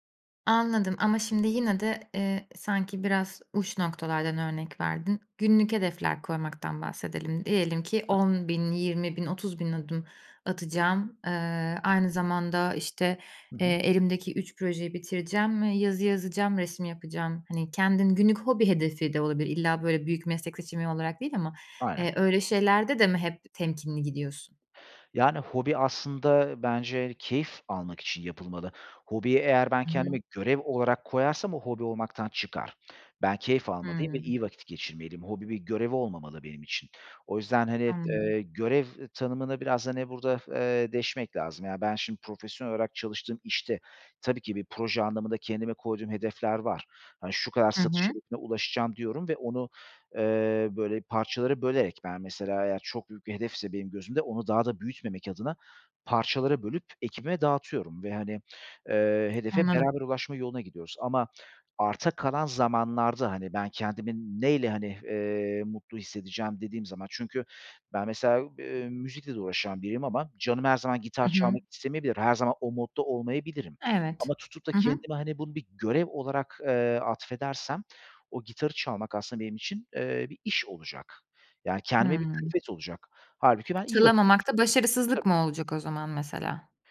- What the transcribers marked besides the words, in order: tapping; other background noise
- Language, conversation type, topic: Turkish, podcast, Başarısızlıkla karşılaştığında kendini nasıl motive ediyorsun?